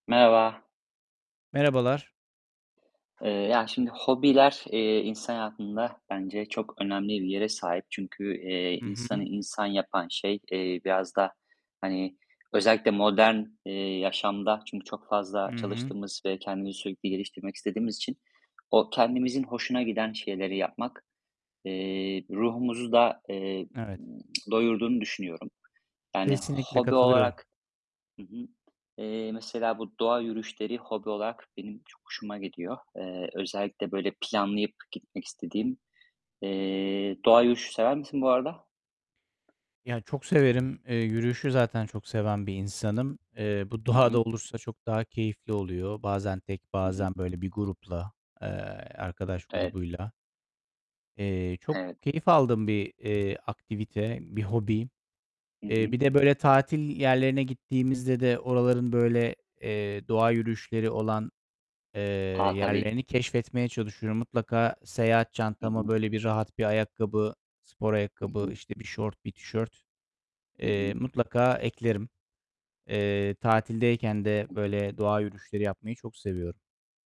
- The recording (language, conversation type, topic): Turkish, unstructured, Hobiler insanların hayatında neden önemlidir?
- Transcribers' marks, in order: distorted speech; other background noise; tapping